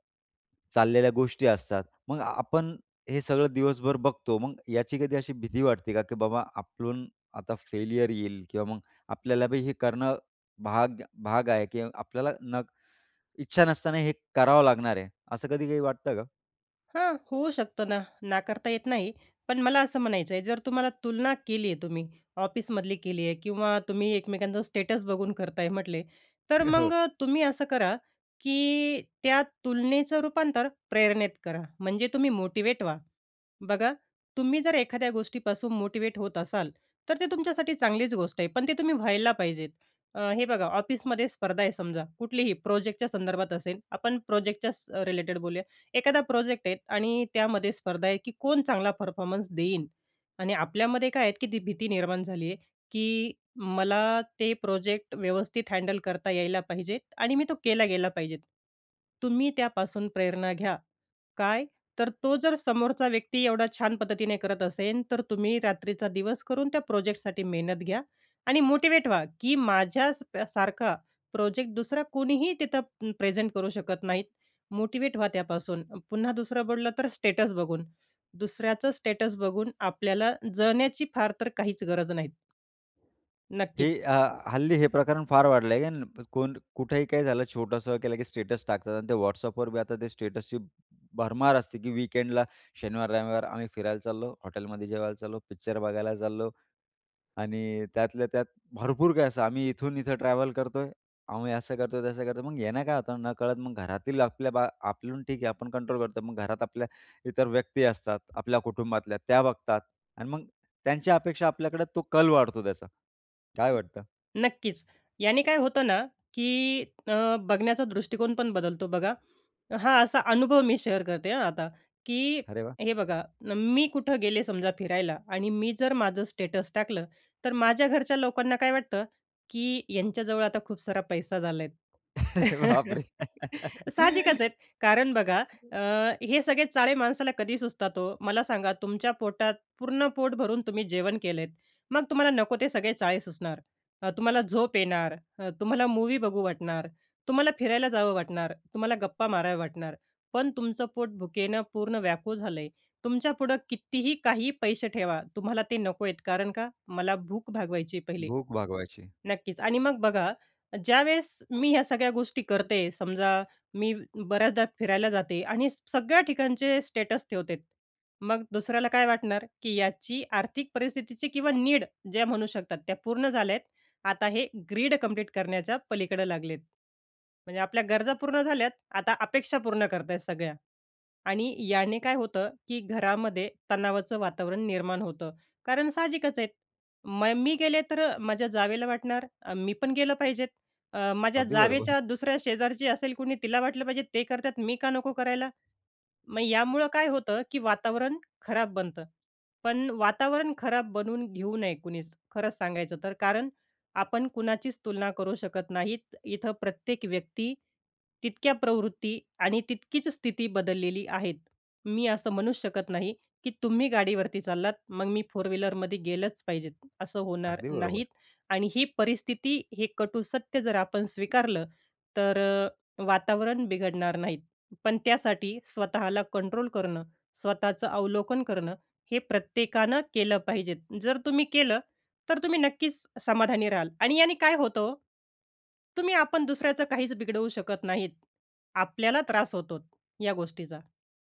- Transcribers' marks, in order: tapping; "आपण" said as "आपलून"; in English: "स्टेटस"; laughing while speaking: "हो"; in English: "स्टेटस"; in English: "स्टेटस"; in English: "स्टेटस"; in English: "स्टेटसची"; in English: "वीकेंडला"; "आपण" said as "आपलून"; other background noise; in English: "शेअर"; in English: "स्टेटस"; chuckle; laughing while speaking: "बापरे!"; chuckle; in English: "स्टेटस"; "ठेवते" said as "ठेवतेत"; in English: "नीड"; in English: "ग्रीड"; laughing while speaking: "बरोबर"; "होतो" said as "होतोत"
- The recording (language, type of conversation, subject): Marathi, podcast, इतरांशी तुलना कमी करण्याचा उपाय काय आहे?